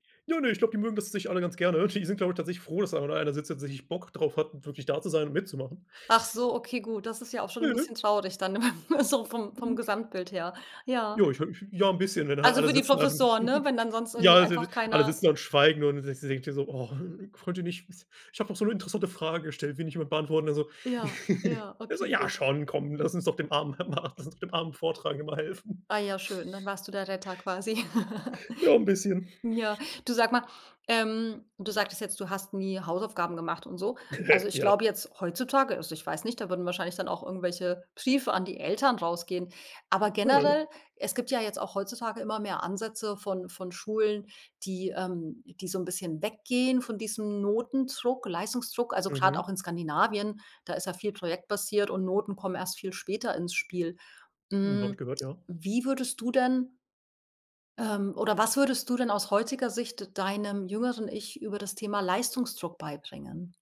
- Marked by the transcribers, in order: laughing while speaking: "Die"; laughing while speaking: "dann so"; other noise; laugh; giggle; unintelligible speech; put-on voice: "Oh, könnt ihr nicht ich … nicht jemand beantworten?"; laugh; put-on voice: "Ja, schon, komm"; laughing while speaking: "lass uns dem armen Vortragenden mal helfen"; laugh; laughing while speaking: "Ja, 'n bisschen"; snort; laugh; laughing while speaking: "Ja"
- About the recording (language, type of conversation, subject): German, podcast, Was würdest du deinem jüngeren Schul-Ich raten?